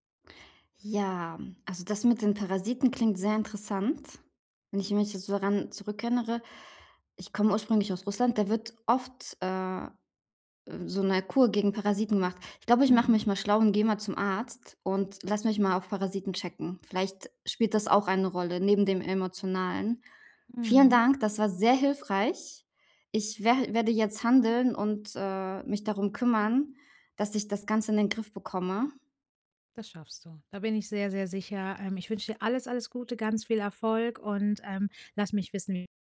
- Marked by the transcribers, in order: tapping
- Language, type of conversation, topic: German, advice, Wie kann ich meinen Zucker- und Koffeinkonsum reduzieren?